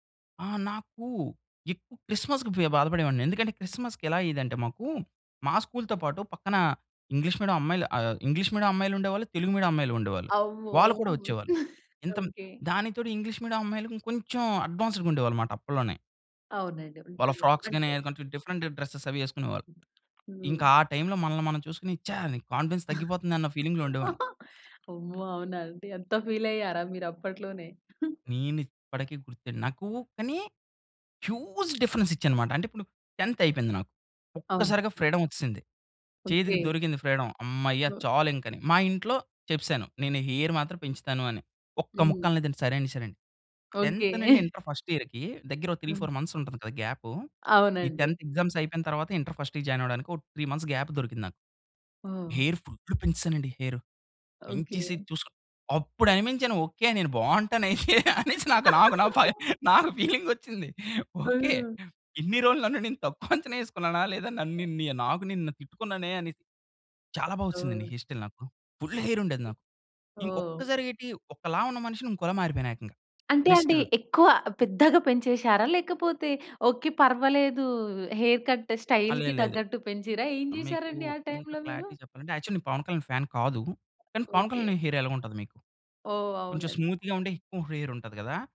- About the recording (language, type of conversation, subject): Telugu, podcast, మీ ఆత్మవిశ్వాసాన్ని పెంచిన అనుభవం గురించి చెప్పగలరా?
- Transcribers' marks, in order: in English: "క్రిస్మస్‌కి"; in English: "క్రిస్మ‌స్‌కి"; in English: "స్కూల్‌తో"; in English: "మీడియం"; in English: "మీడియం"; in English: "మీడియం"; chuckle; in English: "మీడియం"; in English: "అడ్వాన్స్‌గా"; in English: "ఫ్రాక్స్"; in English: "డిఫరెంట్ డ్రెసెస్"; other background noise; in English: "కాన్ఫిడెన్స్"; chuckle; in English: "ఫీలింగ్‌లో"; in English: "ఫీల్"; in English: "హ్యూజ్ డిఫరెన్స్"; in English: "ఫ్రీడమ్"; in English: "ఫ్రీడమ్"; in English: "హెయిర్"; in English: "టెంత్"; in English: "ఇంటర్ ఫస్ట్ ఇయర్‌కి"; tapping; chuckle; in English: "త్రీ ఫోర్ మంత్స్"; in English: "టెంత్ ఎగ్జామ్స్"; in English: "ఇంటర్ ఫస్ట్ ఇయర్ జాయిన్"; in English: "త్రీ మంత్స్ గ్యాప్"; in English: "హెయిర్ ఫుల్"; laughing while speaking: "నేను బావుంటాను అయితే అనేసి నాకు … నాకు నిన్ను తిట్టుకున్నానే"; laugh; in English: "ఫీలింగ్"; in English: "హెయిర్ స్టైల్"; in English: "ఫుల్ హెయిర్"; in English: "హెయిర్ కట్ స్టైల్‌కి"; in English: "క్లారిటీగా"; in English: "యాక్చువల్"; in English: "ఫ్యాన్"; in English: "హెయిర్"; in English: "స్మూత్‌గా"; in English: "హెయిర్"